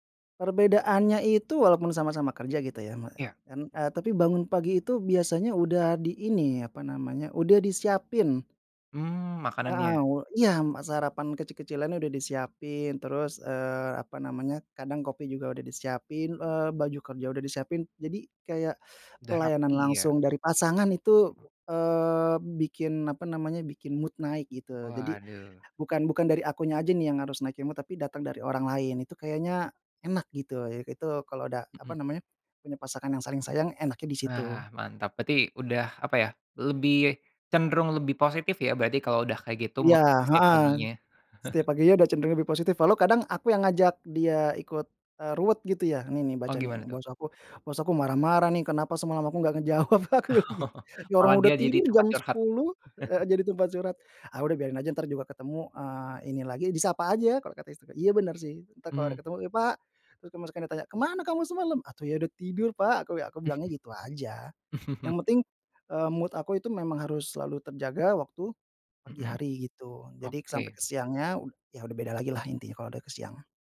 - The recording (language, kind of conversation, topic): Indonesian, podcast, Apa rutinitas pagi sederhana yang selalu membuat suasana hatimu jadi bagus?
- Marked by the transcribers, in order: in English: "mood"; in English: "mood"; in English: "mood"; chuckle; laughing while speaking: "Aku bilang gitu"; laughing while speaking: "Oh"; chuckle; put-on voice: "Ke mana kamu semalam?"; other background noise; chuckle; in English: "mood"